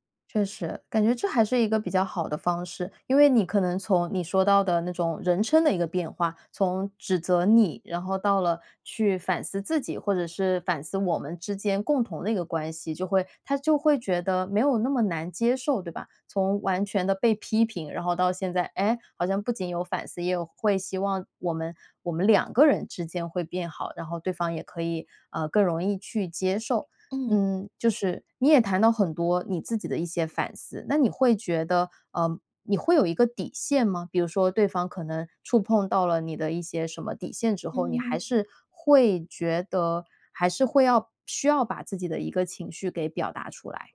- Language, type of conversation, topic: Chinese, podcast, 在亲密关系里你怎么表达不满？
- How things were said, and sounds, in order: other background noise